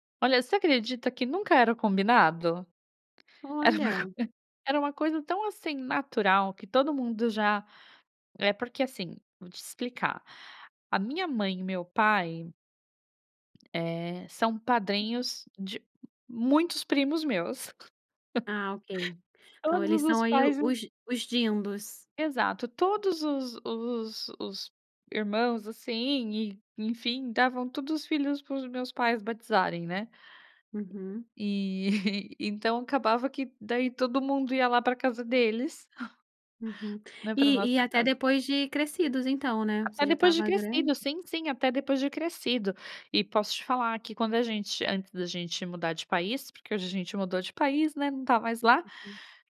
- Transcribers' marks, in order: chuckle; other noise; laugh; tapping; chuckle; chuckle
- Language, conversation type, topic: Portuguese, podcast, Que comida te lembra os domingos em família?